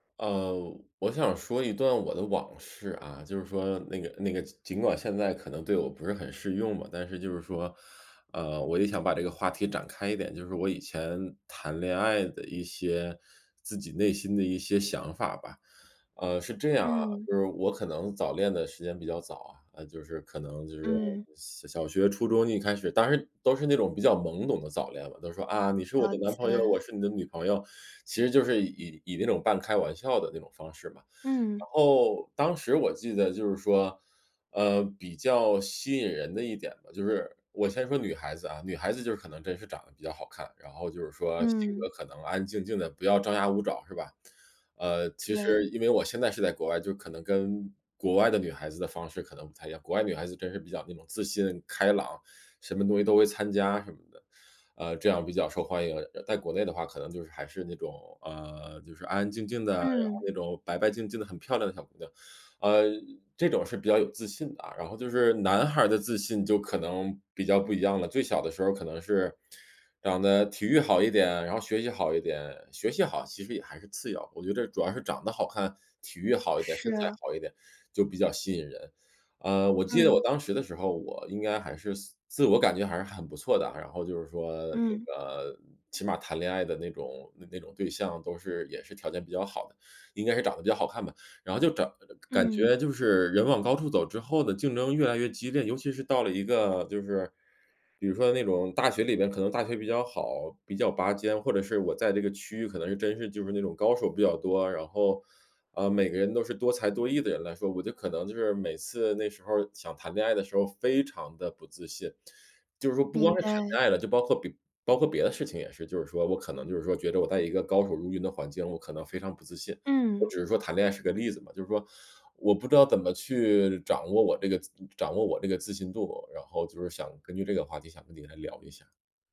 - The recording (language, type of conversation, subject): Chinese, advice, 我该如何在恋爱关系中建立自信和自我价值感？
- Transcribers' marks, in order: none